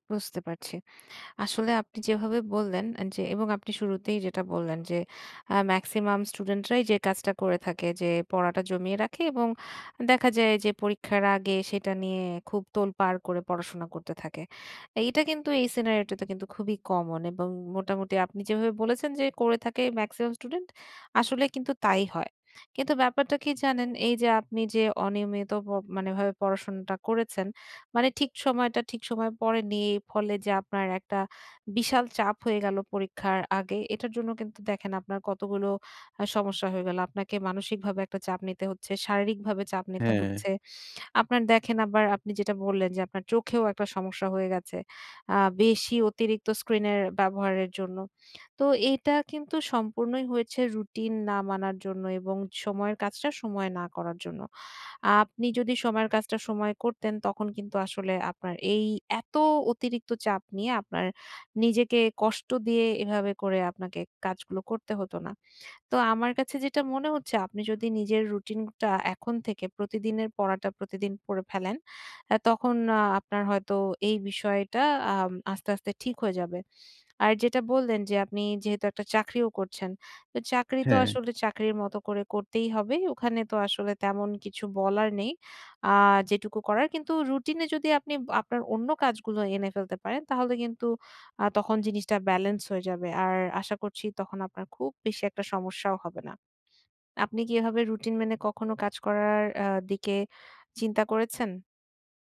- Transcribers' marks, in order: none
- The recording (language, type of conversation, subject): Bengali, advice, সপ্তাহান্তে ভ্রমণ বা ব্যস্ততা থাকলেও টেকসইভাবে নিজের যত্নের রুটিন কীভাবে বজায় রাখা যায়?